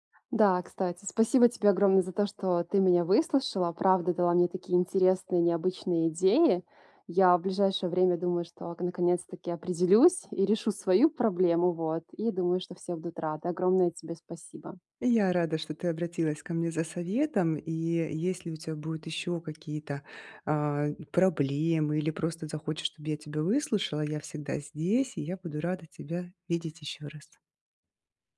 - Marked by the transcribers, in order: tapping
- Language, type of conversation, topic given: Russian, advice, Как выбрать подарок близкому человеку и не бояться, что он не понравится?